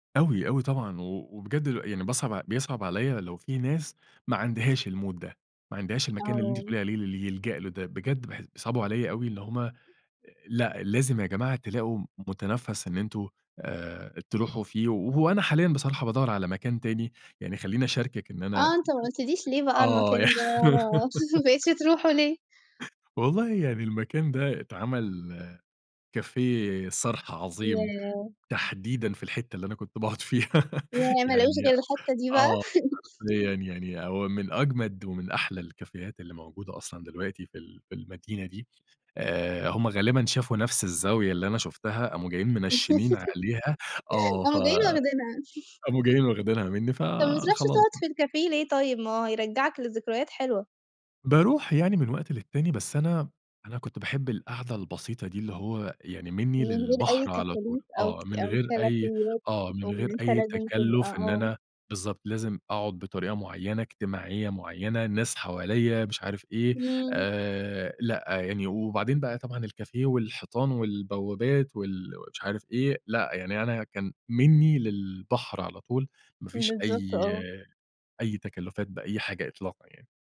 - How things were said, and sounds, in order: in English: "الmood"; tapping; chuckle; laugh; chuckle; in English: "cafe"; laugh; laugh; in English: "الكافيهات"; laugh; chuckle; in English: "الcafe"; in English: "الcafe"
- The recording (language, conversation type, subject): Arabic, podcast, إيه أجمل مكان محلي اكتشفته بالصدفة وبتحب ترجع له؟